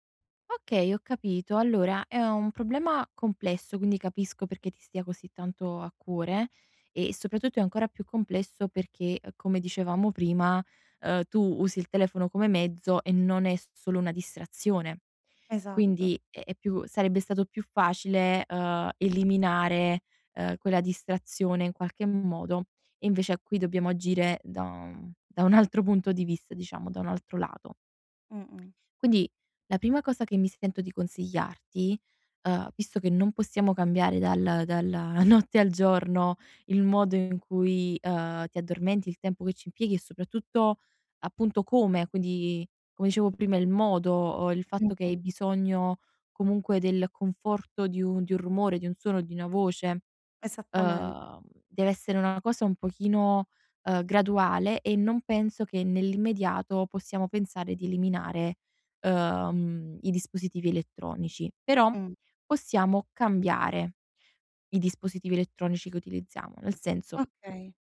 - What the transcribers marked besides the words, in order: tapping; laughing while speaking: "notte"; "dicevo" said as "icevo"
- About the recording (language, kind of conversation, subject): Italian, advice, Come posso ridurre il tempo davanti agli schermi prima di andare a dormire?